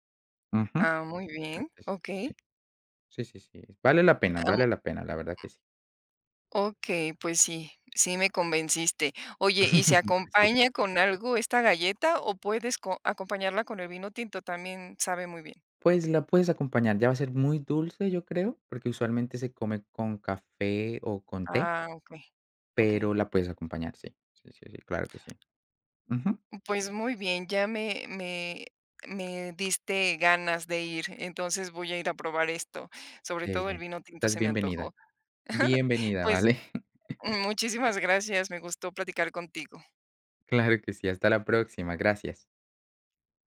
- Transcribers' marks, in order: unintelligible speech; tapping; other noise; other background noise; chuckle; chuckle
- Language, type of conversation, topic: Spanish, podcast, ¿Cuál es un mercado local que te encantó y qué lo hacía especial?